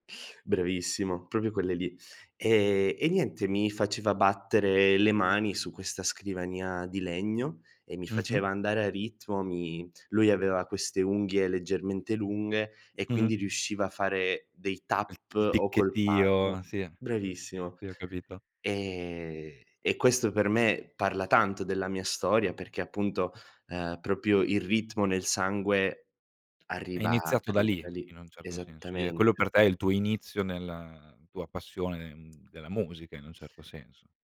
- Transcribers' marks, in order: teeth sucking; "proprio" said as "propio"; other background noise; in English: "tap"
- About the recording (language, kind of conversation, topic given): Italian, podcast, Come il tuo ambiente familiare ha influenzato il tuo gusto musicale?